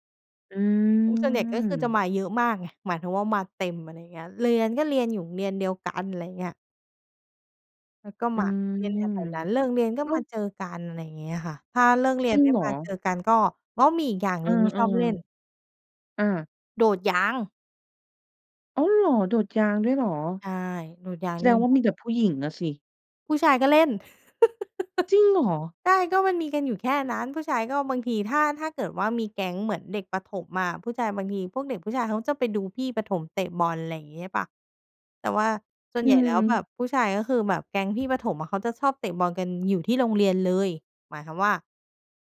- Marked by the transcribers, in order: other background noise; laugh; surprised: "จริงเหรอ ?"
- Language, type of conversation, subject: Thai, podcast, คุณชอบเล่นเกมอะไรในสนามเด็กเล่นมากที่สุด?